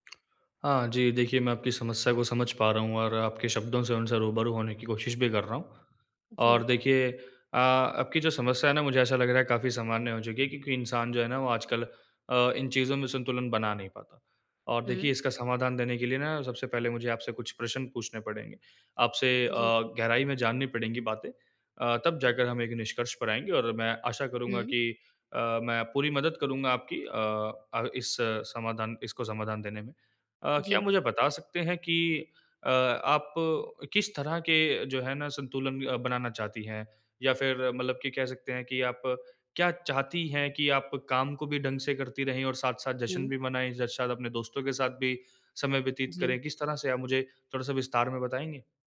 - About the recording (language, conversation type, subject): Hindi, advice, काम और सामाजिक जीवन के बीच संतुलन
- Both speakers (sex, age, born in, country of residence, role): female, 20-24, India, India, user; male, 20-24, India, India, advisor
- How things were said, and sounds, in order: lip smack